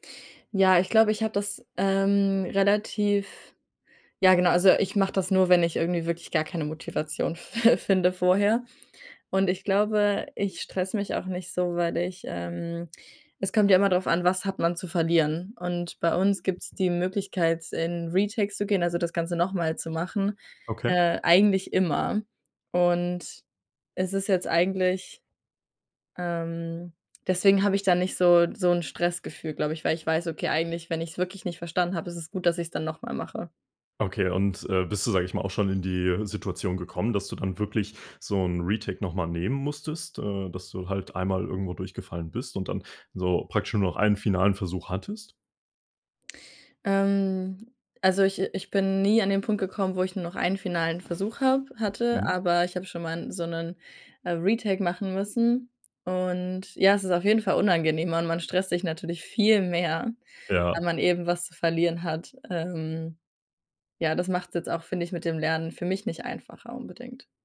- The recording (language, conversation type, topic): German, podcast, Wie bleibst du langfristig beim Lernen motiviert?
- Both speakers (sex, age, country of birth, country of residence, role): female, 20-24, Germany, Bulgaria, guest; male, 20-24, Germany, Germany, host
- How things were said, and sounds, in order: laughing while speaking: "f finde"; other background noise; in English: "Retakes"; in English: "Retake"; in English: "Retake"